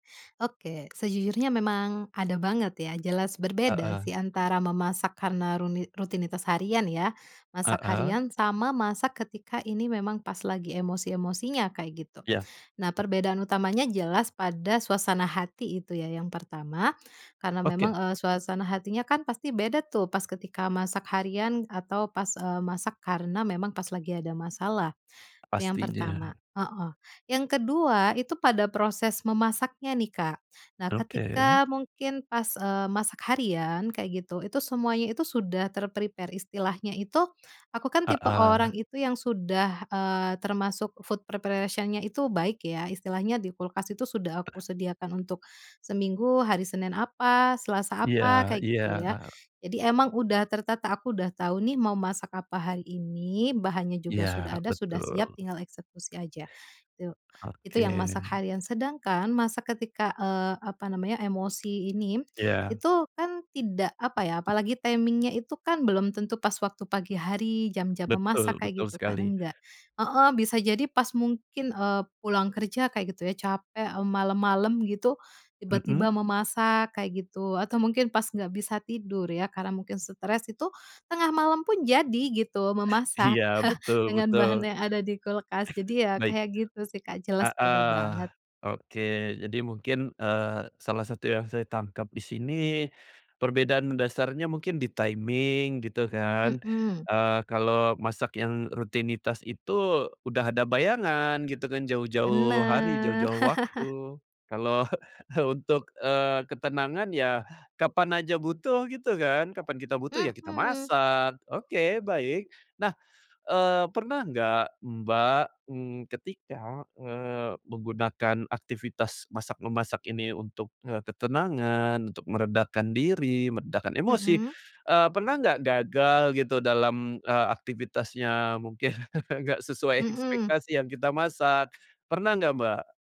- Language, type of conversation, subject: Indonesian, podcast, Bagaimana kamu menenangkan diri lewat memasak saat menjalani hari yang berat?
- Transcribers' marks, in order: other background noise; in English: "ter-prepare"; in English: "food preparation-nya"; tapping; in English: "timing-nya"; scoff; in English: "timing"; laugh; laughing while speaking: "Kalau"; laughing while speaking: "Mungkin"